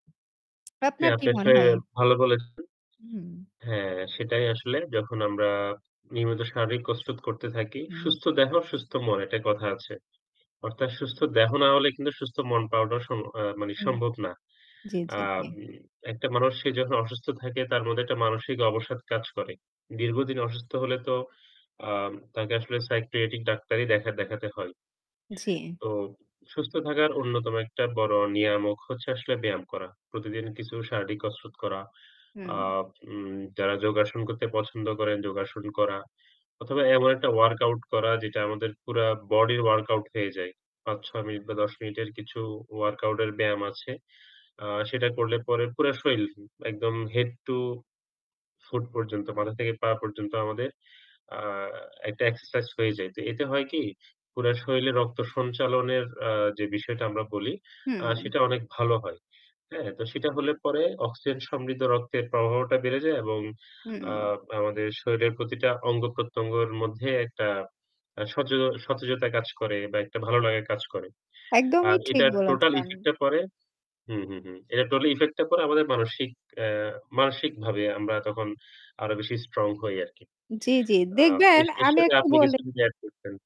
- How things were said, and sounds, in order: static; tapping; distorted speech; other background noise; "শরীর" said as "শরীল"; in English: "হেড টু ফুট"
- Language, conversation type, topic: Bengali, unstructured, আপনার মতে ব্যায়াম কীভাবে মানসিক চাপ কমাতে সাহায্য করে?